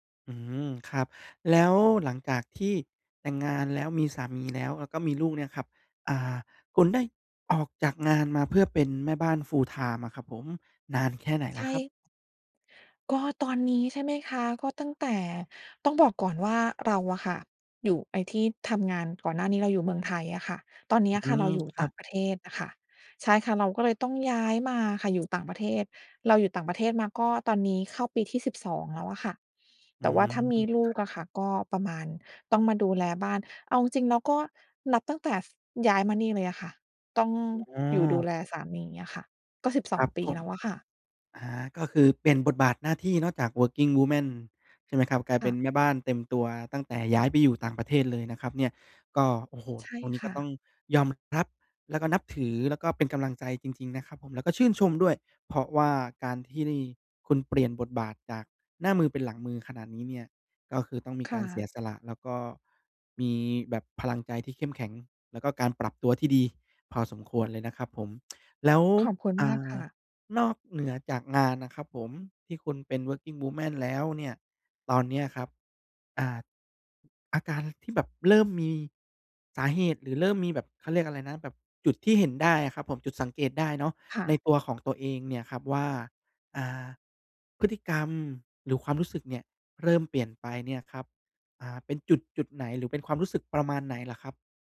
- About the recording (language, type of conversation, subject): Thai, advice, จะทำอย่างไรให้มีแรงจูงใจและความหมายในงานประจำวันที่ซ้ำซากกลับมาอีกครั้ง?
- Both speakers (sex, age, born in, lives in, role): female, 40-44, Thailand, United States, user; male, 30-34, Thailand, Thailand, advisor
- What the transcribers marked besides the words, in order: in English: "full-time"; other background noise; in English: "Working Woman"; in English: "Working Woman"